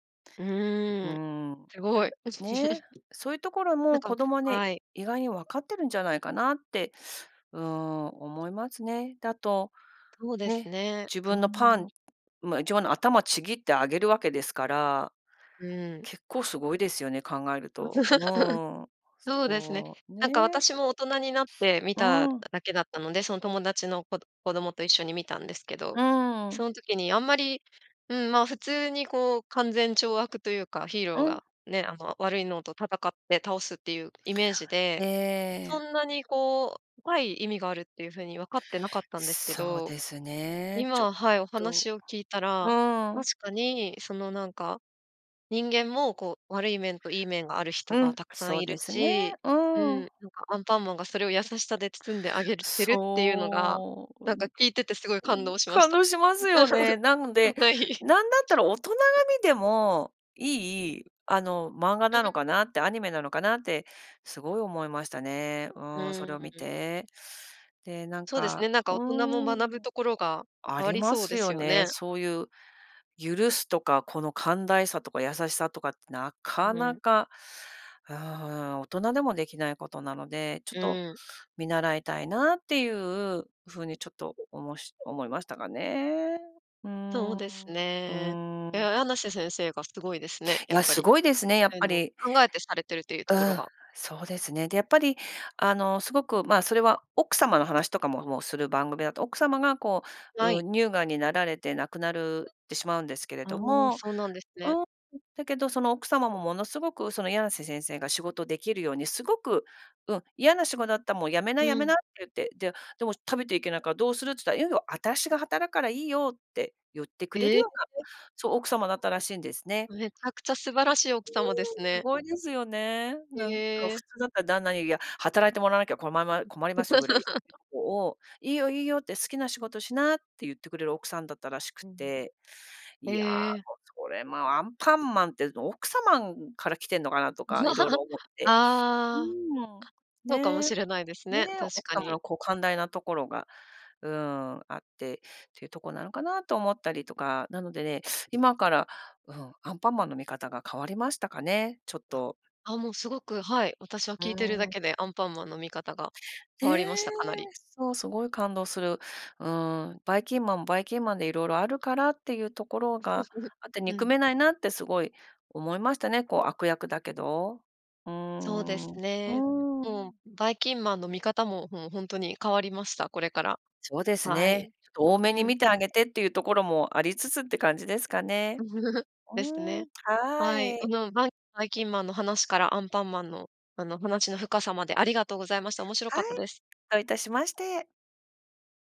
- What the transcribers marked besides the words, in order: other noise; laugh; laugh; other background noise; laugh; laughing while speaking: "はい"; laugh; unintelligible speech; unintelligible speech; laugh; laugh; laugh
- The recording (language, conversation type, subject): Japanese, podcast, 魅力的な悪役はどのように作られると思いますか？